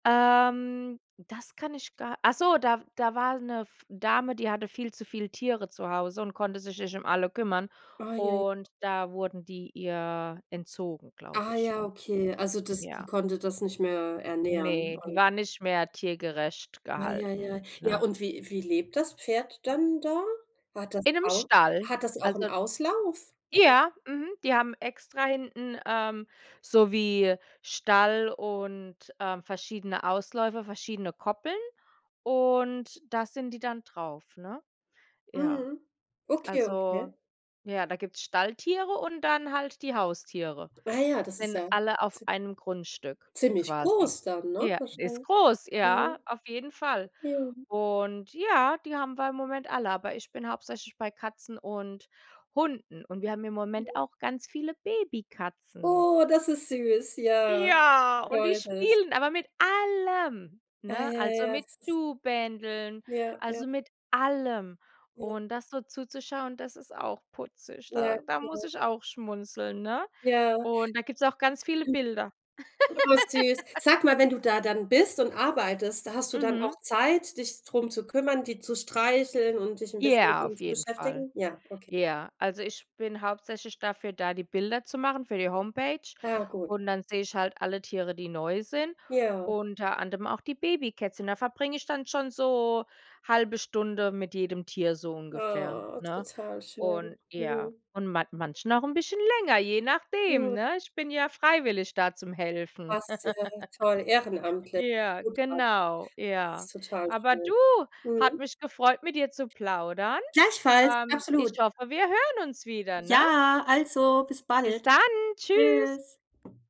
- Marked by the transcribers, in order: unintelligible speech; other background noise; background speech; stressed: "groß"; stressed: "groß"; put-on voice: "Babykatzen"; joyful: "Oh, das ist süß, ja"; joyful: "Ja"; stressed: "allem"; stressed: "allem"; laugh; drawn out: "Oh"; laugh
- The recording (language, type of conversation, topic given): German, unstructured, Was bringt dich auch an schlechten Tagen zum Lachen?